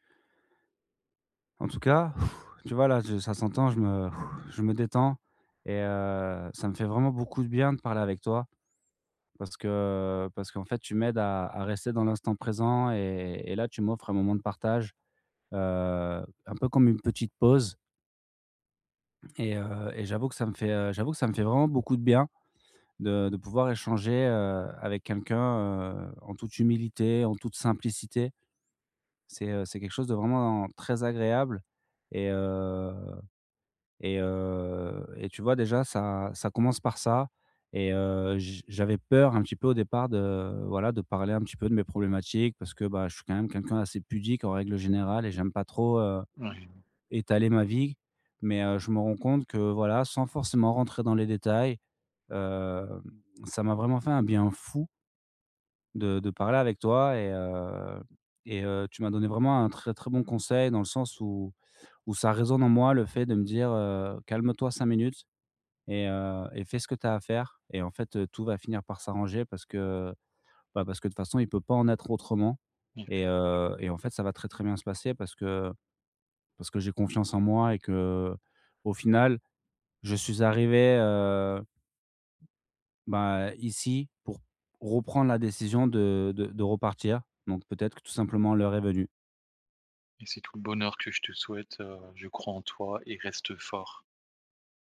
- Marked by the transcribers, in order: blowing
- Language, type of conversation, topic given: French, advice, Comment puis-je mieux reconnaître et nommer mes émotions au quotidien ?